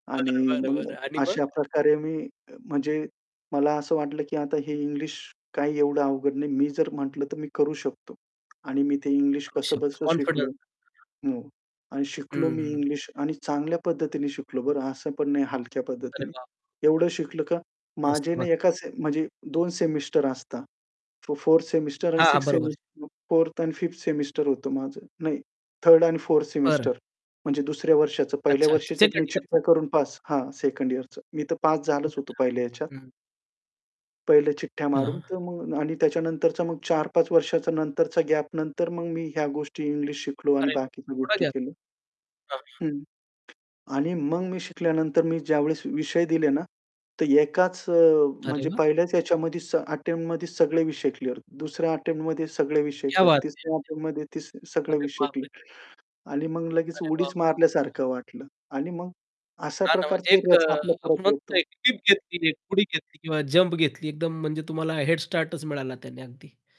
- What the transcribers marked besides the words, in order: static; other background noise; tapping; in English: "कॉन्फिडन्स"; distorted speech; unintelligible speech; unintelligible speech; unintelligible speech; in Hindi: "क्या बात है!"; unintelligible speech
- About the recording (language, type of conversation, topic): Marathi, podcast, रस ओसरल्यावर तुम्ही पुन्हा प्रेरणा आणि आवड कशी परत मिळवता?